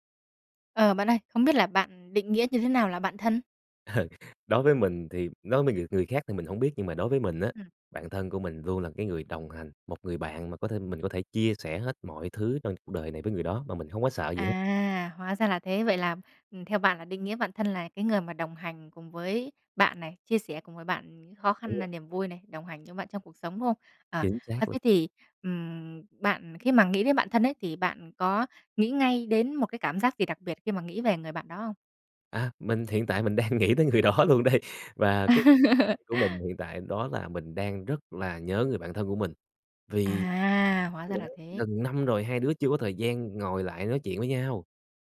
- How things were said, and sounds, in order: laughing while speaking: "Ờ"; tapping; other background noise; laughing while speaking: "đang nghĩ tới người đó luôn đây"; laugh; unintelligible speech; unintelligible speech
- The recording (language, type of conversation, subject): Vietnamese, podcast, Theo bạn, thế nào là một người bạn thân?